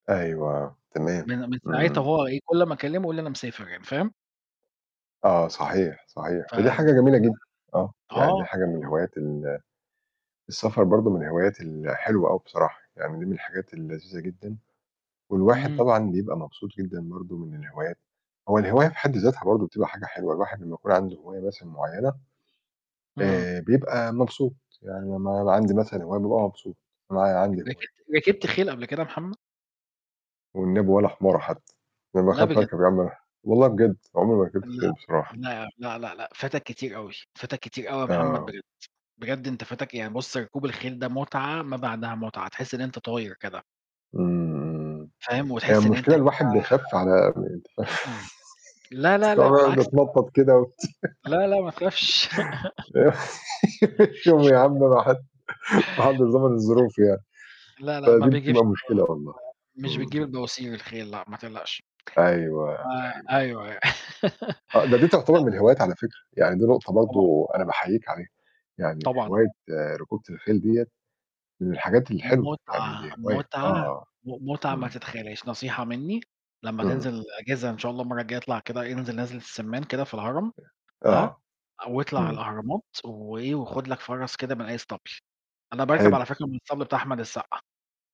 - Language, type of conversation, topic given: Arabic, unstructured, إزاي تقنع حد يجرّب هواية جديدة؟
- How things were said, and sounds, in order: tapping; distorted speech; unintelligible speech; other background noise; other noise; unintelligible speech; laugh; unintelligible speech; laughing while speaking: "باتنطط كده يا عم أنا ما حدش ضامن الظروف"; laugh; unintelligible speech; unintelligible speech; unintelligible speech; laugh; unintelligible speech; unintelligible speech; laugh